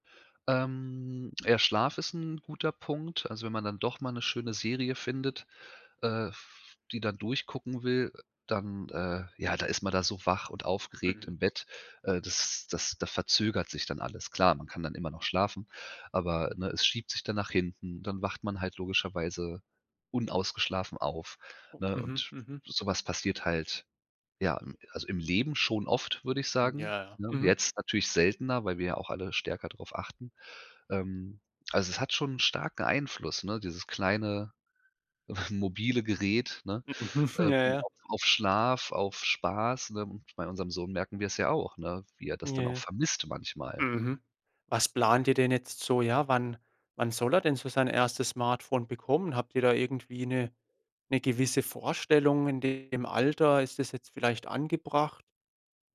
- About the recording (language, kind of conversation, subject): German, podcast, Wie regelt ihr bei euch zu Hause die Handy- und Bildschirmzeiten?
- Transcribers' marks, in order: chuckle; stressed: "vermisst"; background speech